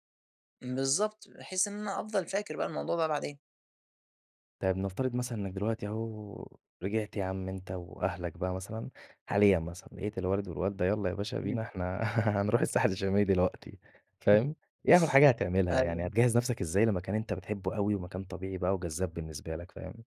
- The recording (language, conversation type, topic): Arabic, podcast, إيه أجمل مكان طبيعي زرته قبل كده، وليه ساب فيك أثر؟
- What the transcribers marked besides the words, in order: laugh; chuckle